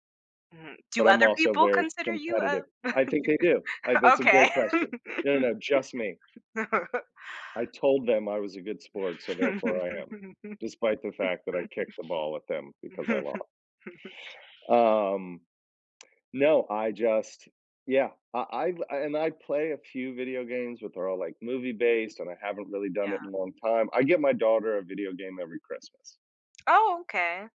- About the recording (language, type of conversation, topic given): English, unstructured, How do video games and board games shape our social experiences and connections?
- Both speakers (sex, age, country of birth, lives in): female, 30-34, United States, United States; male, 55-59, United States, United States
- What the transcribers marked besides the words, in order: chuckle; laughing while speaking: "Do Okay"; laugh; chuckle; chuckle